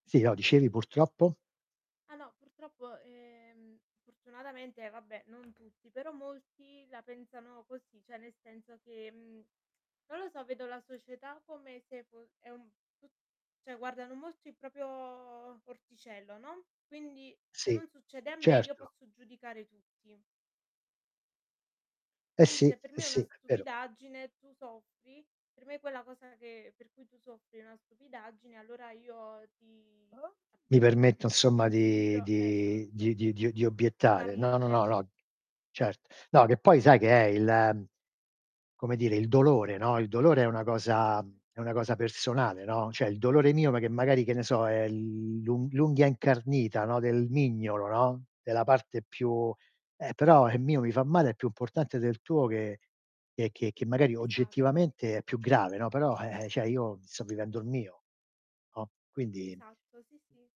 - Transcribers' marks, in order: tapping; "cioè" said as "ceh"; drawn out: "proprio"; other background noise; other noise; "cioè" said as "ceh"; scoff; "cioè" said as "ceh"
- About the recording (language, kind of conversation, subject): Italian, unstructured, Che cosa ti sorprende di più della salute mentale?